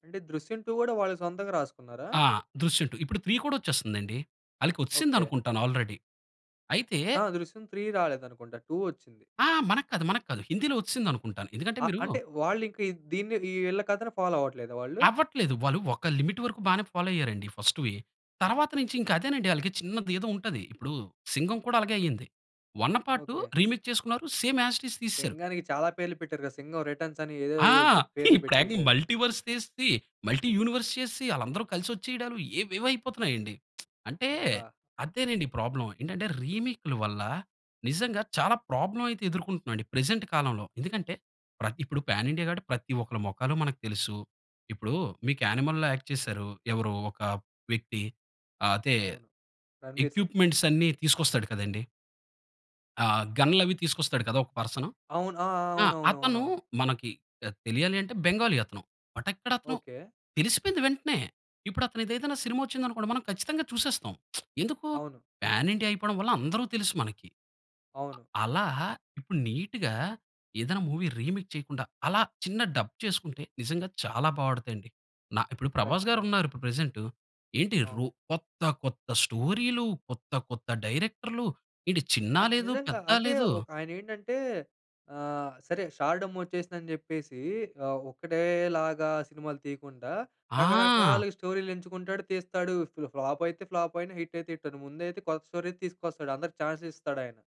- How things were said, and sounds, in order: in English: "త్రీ"; in English: "ఆల్రెడీ"; in English: "ఫాలో"; in English: "లిమిట్"; in English: "ఫాలో"; in English: "వన్ పార్ట్ రిమిక్"; in English: "సేమ్ యాజ్ ఇట్ ఈజ్"; in English: "రిటర్న్స్"; in English: "మల్టీవర్స్"; in English: "మల్టీ యూనివర్స్"; lip smack; in English: "ప్రాబ్లమ్"; in English: "ప్రాబ్లమ్"; in English: "ప్రెజెంట్"; in English: "పాన్ ఇండియా"; in English: "యాక్ట్"; in English: "ఎక్విప్మెంట్స్"; in English: "బెంగాలీ"; in English: "బట్"; lip smack; other background noise; in English: "నీట్‌గా"; in English: "మూవీ రీమేక్"; in English: "డబ్"; in English: "స్టార్డమ్"; in English: "ఫ్లాప్"; in English: "ఫ్లాప్"; in English: "హిట్"; in English: "హిట్"; in English: "స్టోరీ"; in English: "చాన్స్"
- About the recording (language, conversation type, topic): Telugu, podcast, సినిమా రీమేక్స్ అవసరమా లేక అసలే మేలేనా?